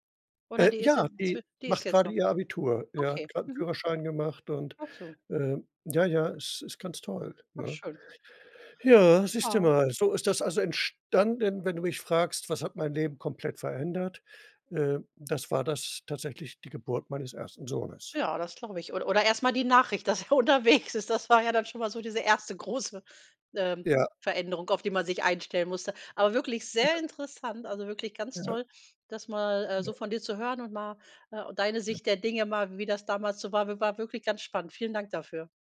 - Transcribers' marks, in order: other background noise; laughing while speaking: "dass er unterwegs ist"; laughing while speaking: "große"
- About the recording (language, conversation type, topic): German, podcast, Erzählst du von einem Moment, der dein Leben komplett verändert hat?